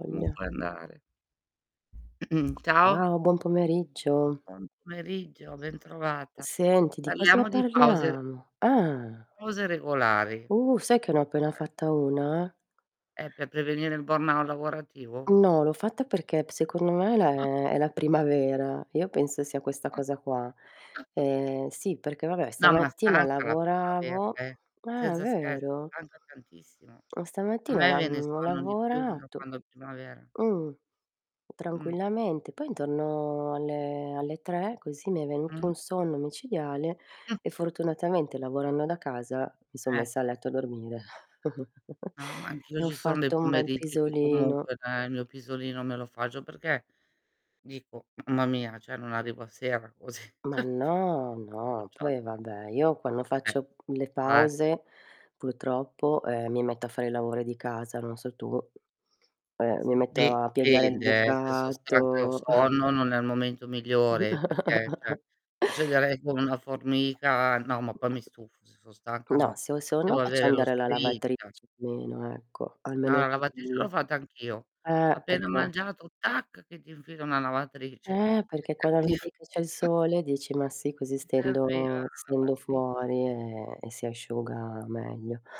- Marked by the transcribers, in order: unintelligible speech; other background noise; throat clearing; tapping; distorted speech; static; unintelligible speech; in English: "burnow"; "burnout" said as "burnow"; chuckle; chuckle; chuckle; chuckle; "cioè" said as "ceh"; laughing while speaking: "così"; chuckle; unintelligible speech; unintelligible speech; chuckle; "cioè" said as "ceh"; laughing while speaking: "serviv"
- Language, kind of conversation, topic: Italian, unstructured, In che modo le pause regolari possono aumentare la nostra produttività?